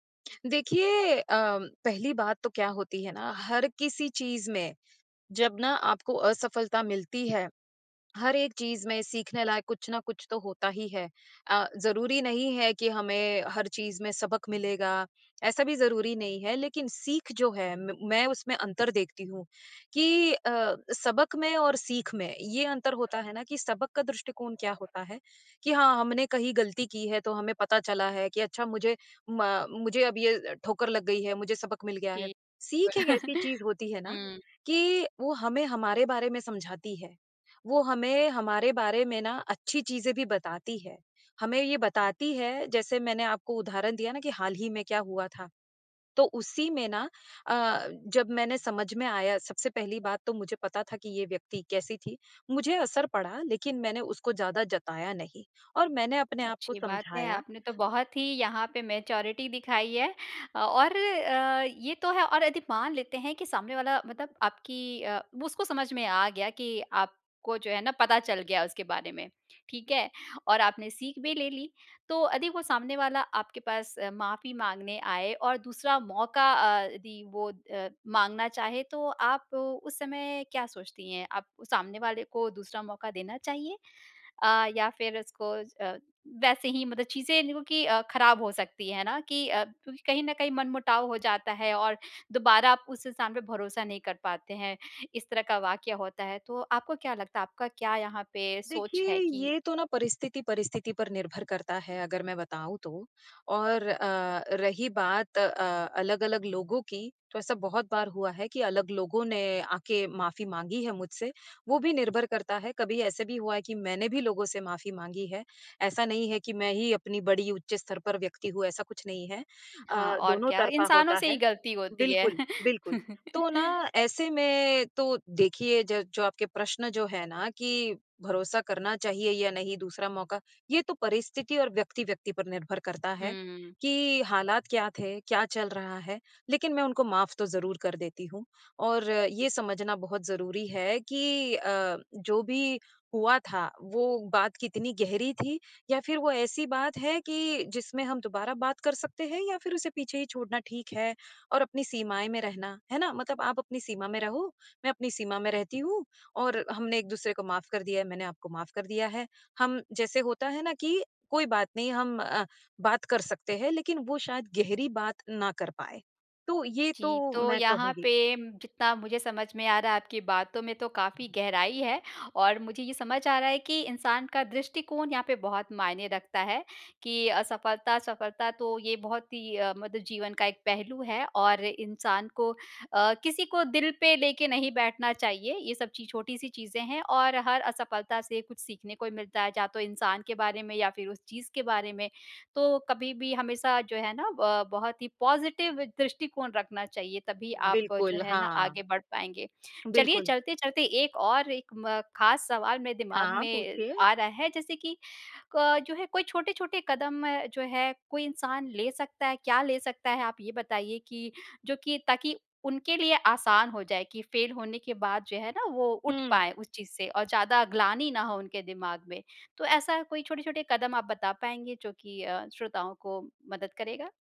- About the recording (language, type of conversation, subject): Hindi, podcast, आप असफलता को कैसे स्वीकार करते हैं और उससे क्या सीखते हैं?
- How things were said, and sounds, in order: tapping; other background noise; chuckle; in English: "मैच्योरिटी"; laugh; in English: "पॉज़िटिव"